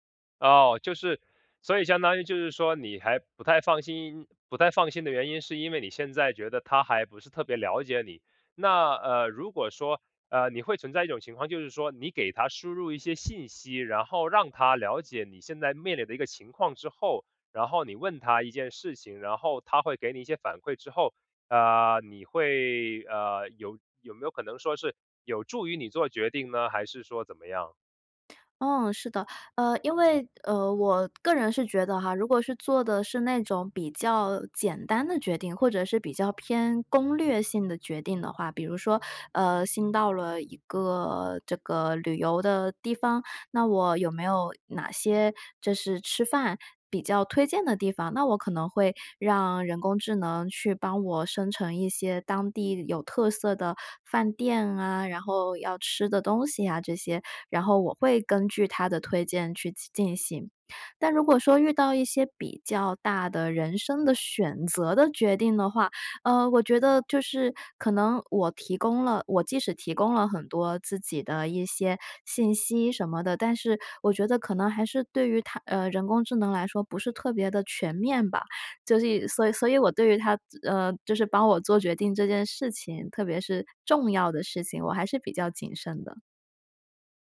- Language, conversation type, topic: Chinese, podcast, 你怎么看人工智能帮我们做决定这件事？
- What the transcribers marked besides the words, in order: none